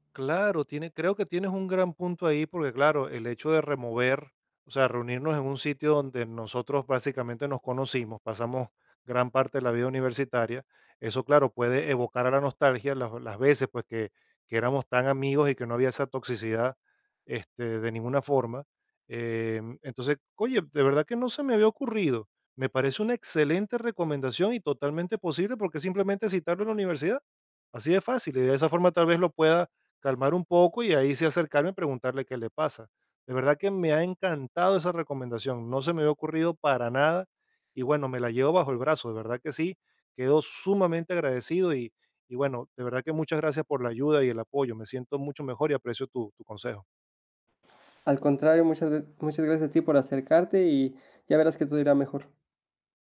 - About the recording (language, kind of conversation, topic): Spanish, advice, ¿Cómo puedo terminar una amistad tóxica de manera respetuosa?
- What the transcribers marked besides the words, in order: none